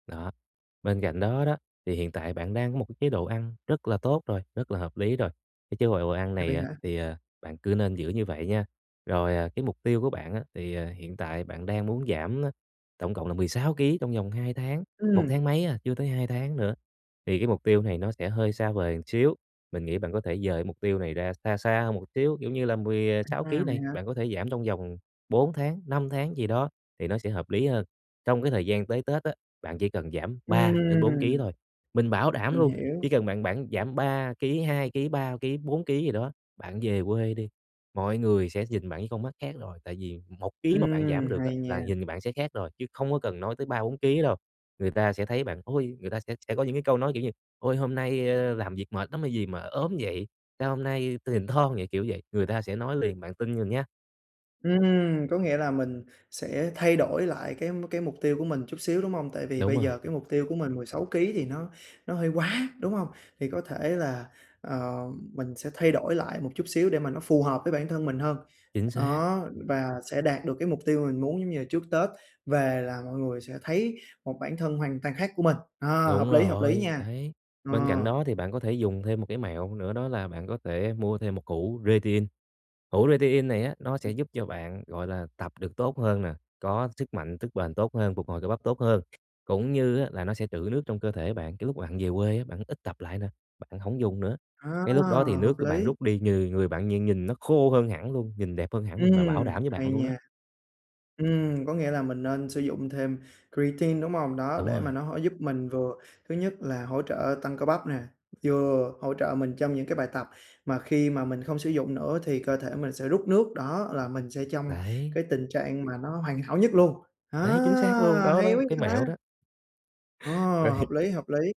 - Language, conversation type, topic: Vietnamese, advice, Làm sao để giữ động lực khi kết quả tiến triển chậm?
- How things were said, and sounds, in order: "đồ" said as "quợ quờ"; tapping; other background noise; "protein" said as "rê tê in"; "protein" said as "rê tê in"; drawn out: "Ờ"; laughing while speaking: "Vậy thì"